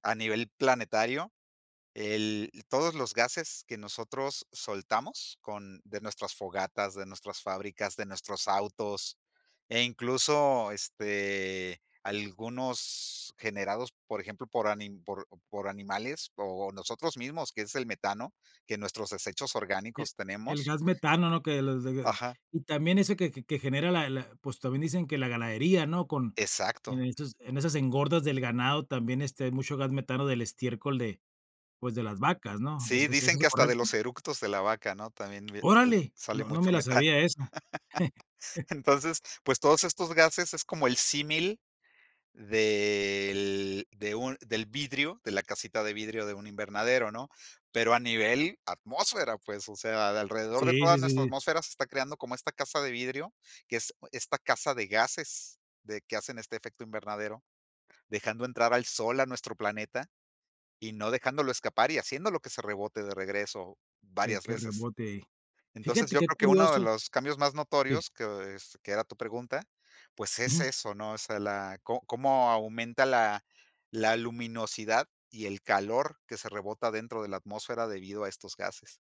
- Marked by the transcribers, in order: laugh; chuckle
- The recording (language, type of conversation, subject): Spanish, podcast, ¿Cómo explicarías el cambio climático a alguien que no sabe nada?